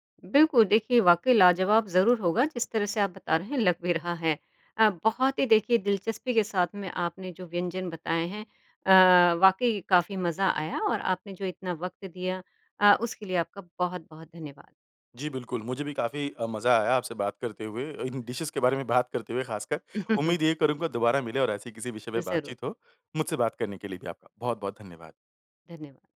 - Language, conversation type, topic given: Hindi, podcast, खाना बनाना सीखने का तुम्हारा पहला अनुभव कैसा रहा?
- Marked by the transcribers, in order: laughing while speaking: "इन"; joyful: "डिशेज़ के बारे में बात … पे बातचीत हो"; in English: "डिशेज़"; chuckle